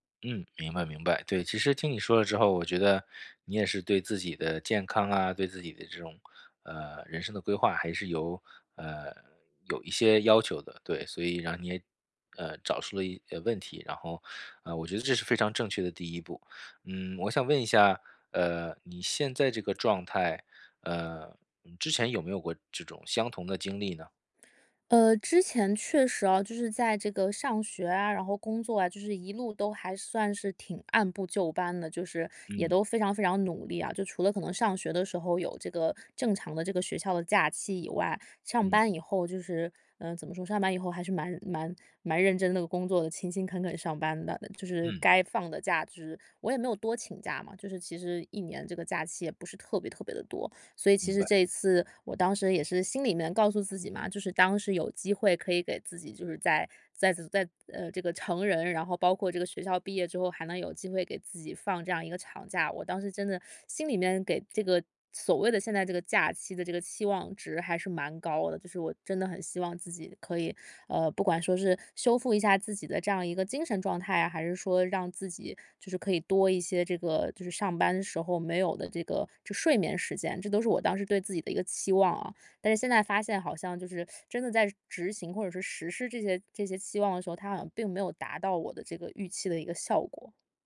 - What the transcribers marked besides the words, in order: none
- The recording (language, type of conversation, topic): Chinese, advice, 假期里如何有效放松并恢复精力？